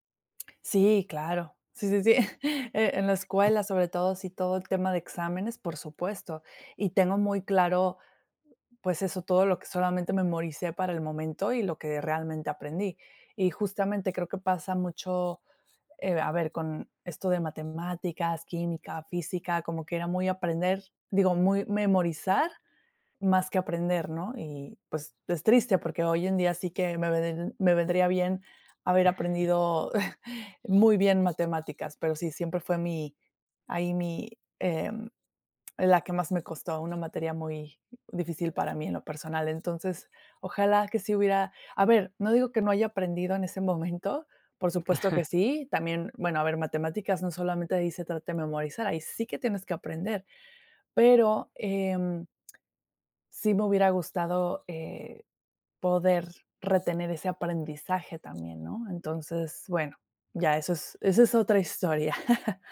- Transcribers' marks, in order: chuckle; other background noise; other noise; chuckle; laughing while speaking: "en"; laugh
- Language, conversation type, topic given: Spanish, podcast, ¿Cómo sabes si realmente aprendiste o solo memorizaste?